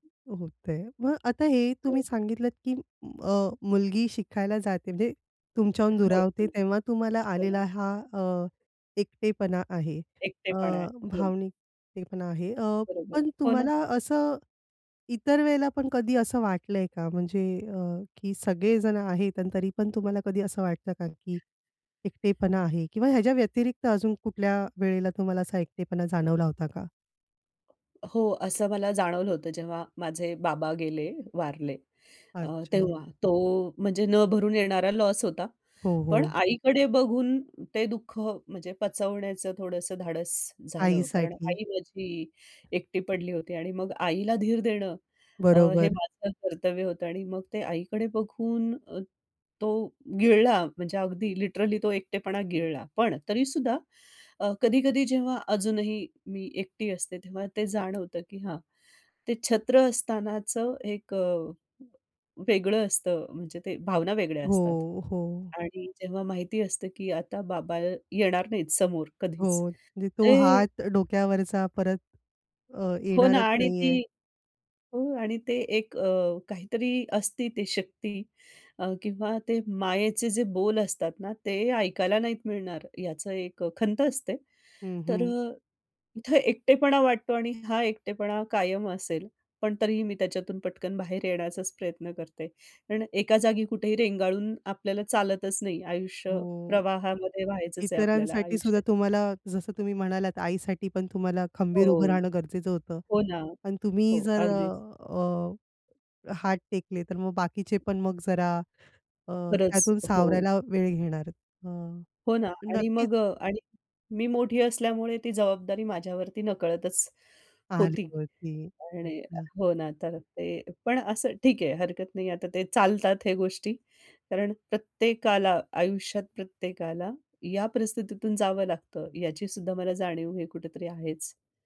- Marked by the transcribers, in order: other noise; in English: "लॉस"; in English: "लिटरली"; tapping; sad: "इथे एकटेपणा वाटतो"; unintelligible speech; unintelligible speech
- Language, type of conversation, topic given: Marathi, podcast, एकटे वाटू लागले तर तुम्ही प्रथम काय करता?